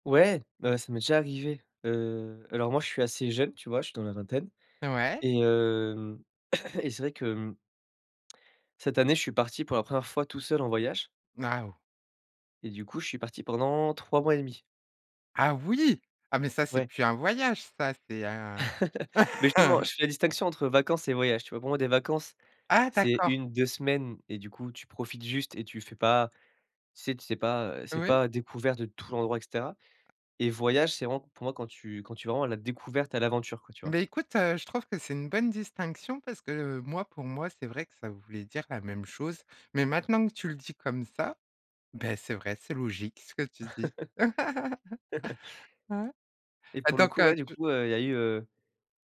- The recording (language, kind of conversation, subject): French, podcast, Quelle peur as-tu surmontée en voyage ?
- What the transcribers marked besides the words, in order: laughing while speaking: "et"; surprised: "Ah oui !"; laugh; chuckle; tapping; laugh